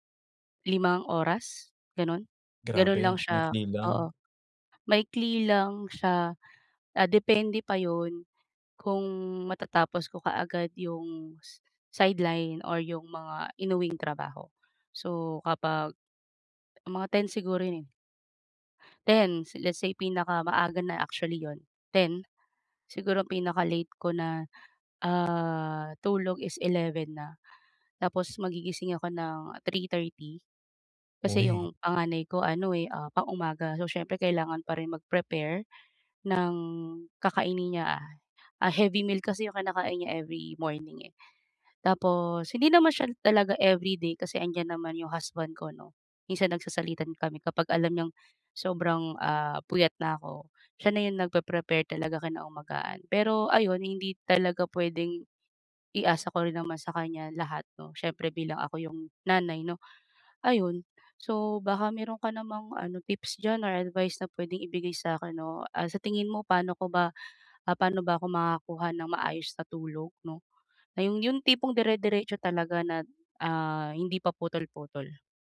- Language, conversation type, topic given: Filipino, advice, Paano ako makakakuha ng mas mabuting tulog gabi-gabi?
- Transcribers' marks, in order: tapping